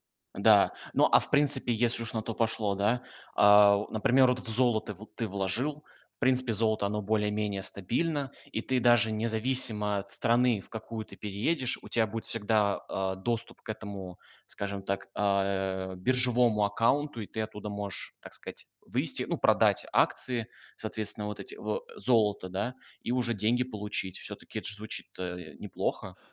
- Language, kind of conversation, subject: Russian, podcast, Как минимизировать финансовые риски при переходе?
- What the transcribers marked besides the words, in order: none